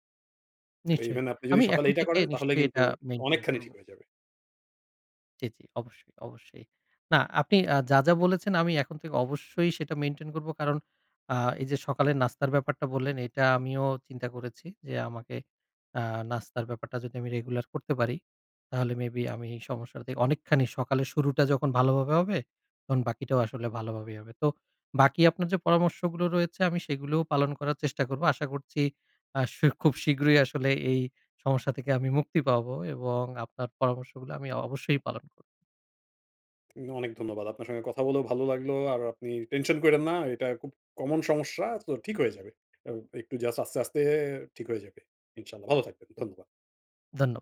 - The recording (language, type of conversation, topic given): Bengali, advice, বাচ্চাদের সামনে স্বাস্থ্যকর খাওয়ার আদর্শ দেখাতে পারছি না, খুব চাপে আছি
- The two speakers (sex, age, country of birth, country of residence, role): male, 30-34, Bangladesh, Bangladesh, user; male, 40-44, Bangladesh, Finland, advisor
- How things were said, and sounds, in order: in English: "may be"